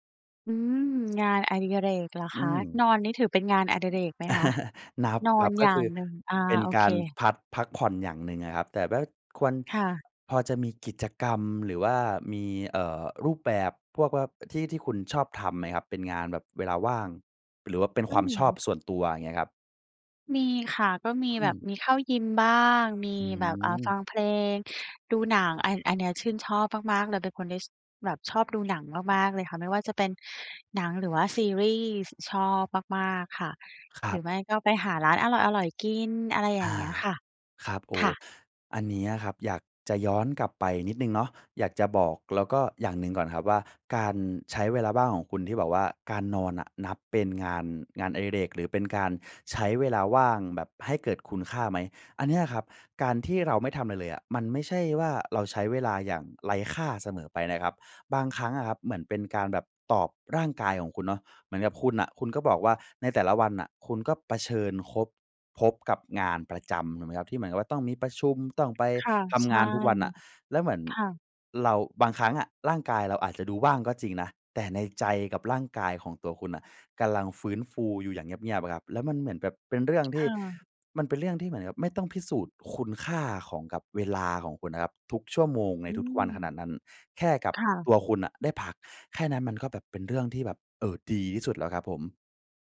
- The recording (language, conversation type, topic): Thai, advice, คุณควรใช้เวลาว่างในวันหยุดสุดสัปดาห์ให้เกิดประโยชน์อย่างไร?
- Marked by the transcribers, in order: chuckle